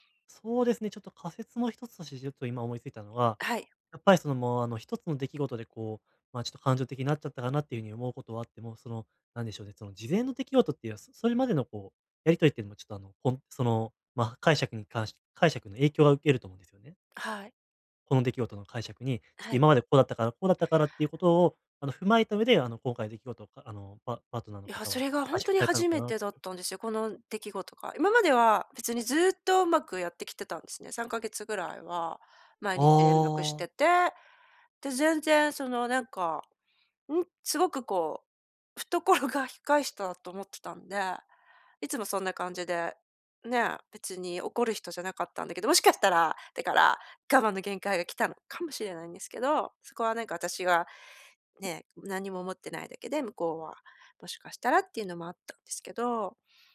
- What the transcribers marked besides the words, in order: laughing while speaking: "懐が"
- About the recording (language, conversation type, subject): Japanese, advice, 批判されたとき、感情的にならずにどう対応すればよいですか？